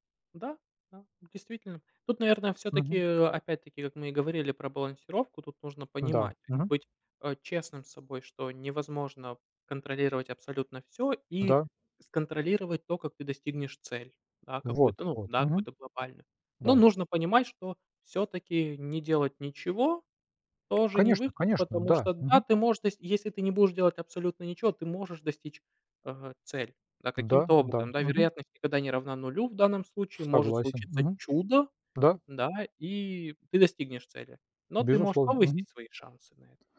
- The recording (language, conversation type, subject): Russian, unstructured, Что мешает людям достигать своих целей?
- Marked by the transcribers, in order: tapping